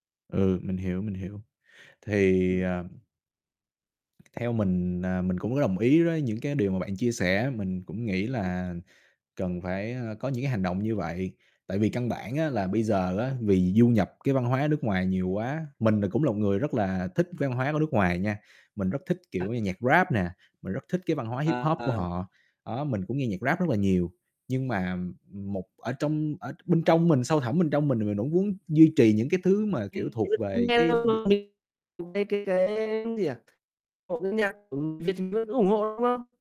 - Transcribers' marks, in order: distorted speech; tapping; unintelligible speech; unintelligible speech; static; unintelligible speech; unintelligible speech
- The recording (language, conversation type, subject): Vietnamese, unstructured, Âm nhạc truyền thống có còn quan trọng trong thế giới hiện đại không?